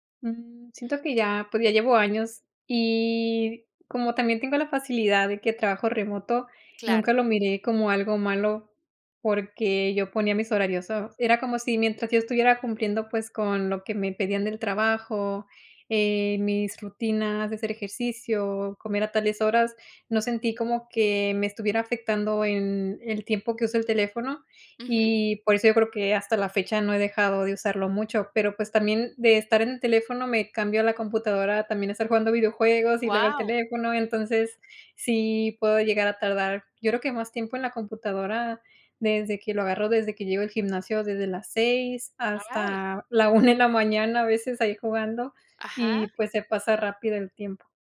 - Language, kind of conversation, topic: Spanish, podcast, ¿Hasta dónde dejas que el móvil controle tu día?
- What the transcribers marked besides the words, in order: other noise